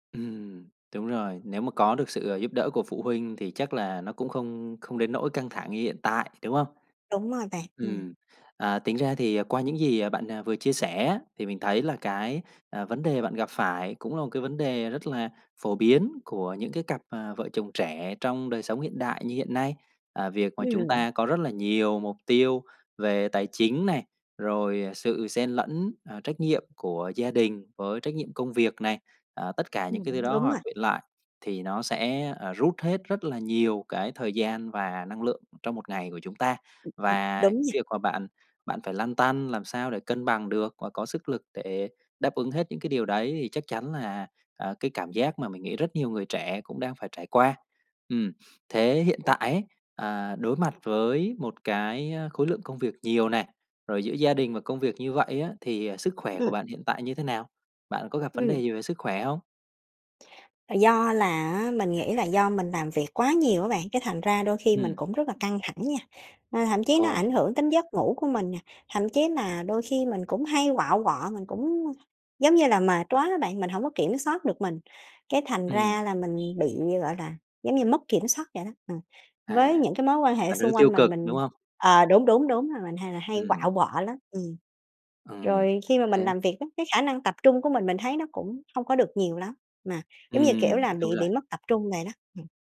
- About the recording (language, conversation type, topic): Vietnamese, advice, Bạn đang cảm thấy kiệt sức và mất cân bằng vì quá nhiều công việc, phải không?
- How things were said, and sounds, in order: tapping; other background noise; unintelligible speech; horn